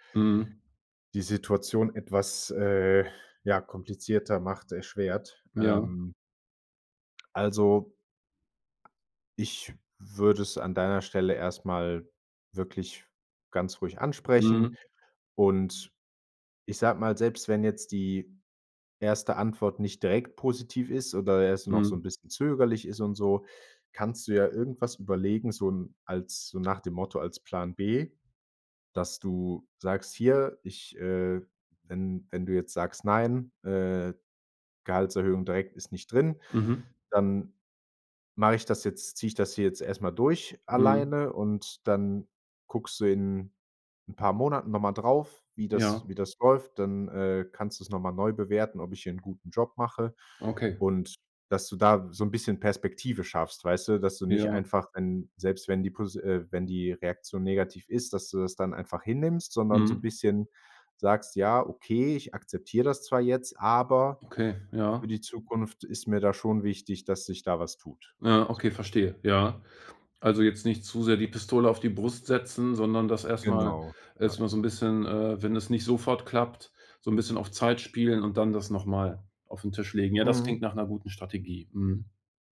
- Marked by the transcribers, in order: none
- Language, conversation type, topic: German, advice, Wie kann ich mit meinem Chef ein schwieriges Gespräch über mehr Verantwortung oder ein höheres Gehalt führen?